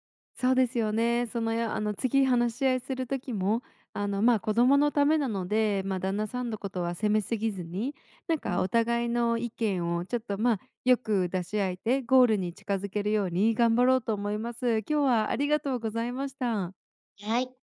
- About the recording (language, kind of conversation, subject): Japanese, advice, 配偶者と子育ての方針が合わないとき、どのように話し合えばよいですか？
- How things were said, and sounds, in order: other noise